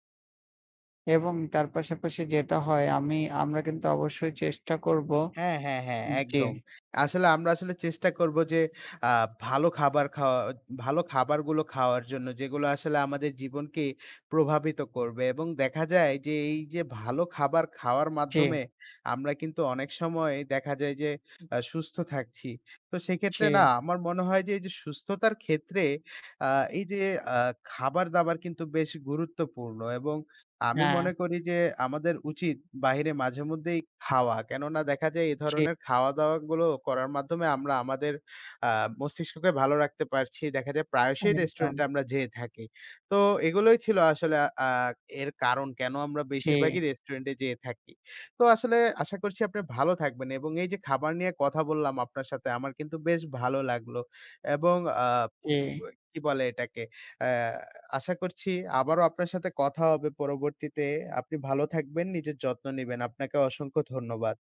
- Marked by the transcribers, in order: other background noise; unintelligible speech; tapping
- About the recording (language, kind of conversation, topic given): Bengali, unstructured, তুমি কি প্রায়ই রেস্তোরাঁয় খেতে যাও, আর কেন বা কেন না?